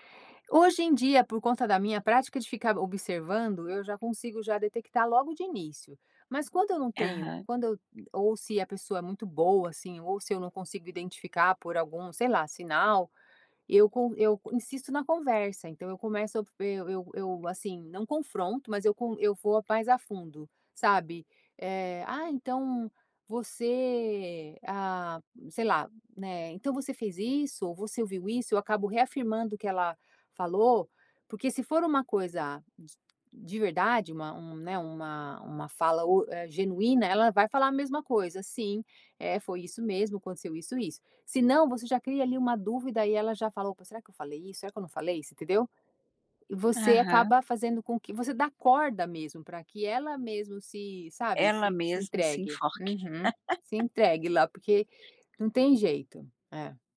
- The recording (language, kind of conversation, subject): Portuguese, podcast, Como perceber quando palavras e corpo estão em conflito?
- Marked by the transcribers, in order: laugh; tapping